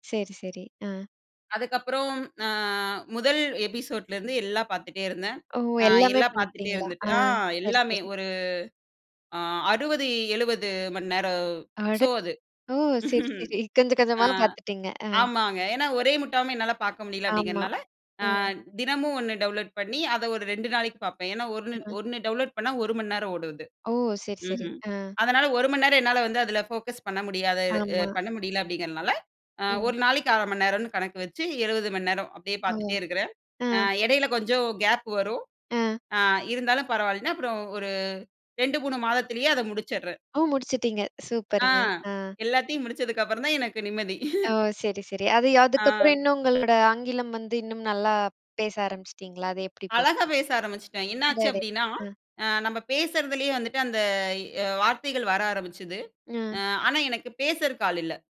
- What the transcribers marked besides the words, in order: in English: "எபிசோட்லருந்து"; chuckle; in English: "டவுன்லோட்"; in English: "டவுன்லோட்"; in English: "ஃபோக்கஸ்"; chuckle
- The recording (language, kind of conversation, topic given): Tamil, podcast, உங்கள் நெஞ்சத்தில் நிற்கும் ஒரு பழைய தொலைக்காட்சி நிகழ்ச்சியை விவரிக்க முடியுமா?